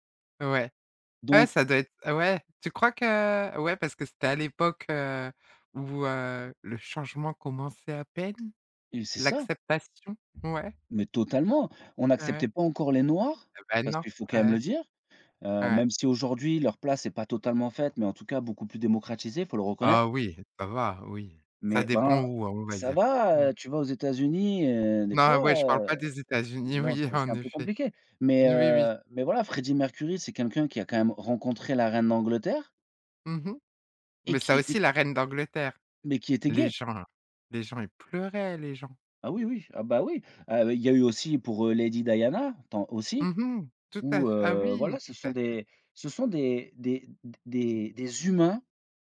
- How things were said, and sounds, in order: laughing while speaking: "oui"; other background noise; stressed: "humains"
- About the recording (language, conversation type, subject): French, podcast, Quelle playlist partagée t’a fait découvrir un artiste ?